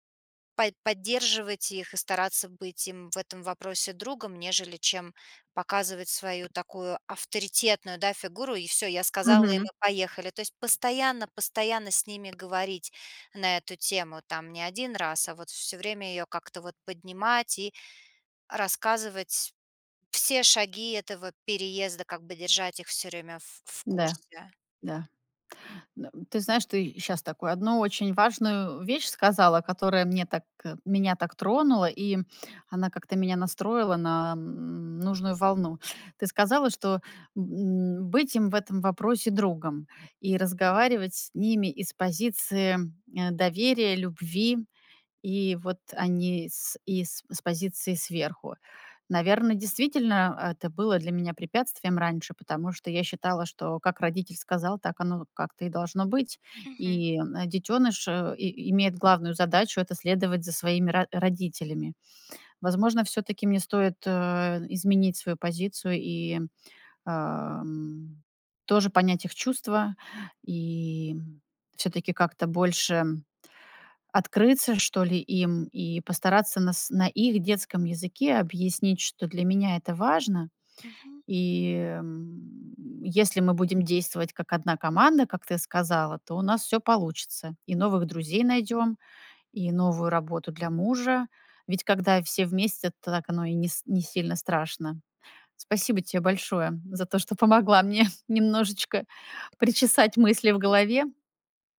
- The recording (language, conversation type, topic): Russian, advice, Как разрешить разногласия о переезде или смене жилья?
- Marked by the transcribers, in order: tapping; laughing while speaking: "помогла мне немножечко"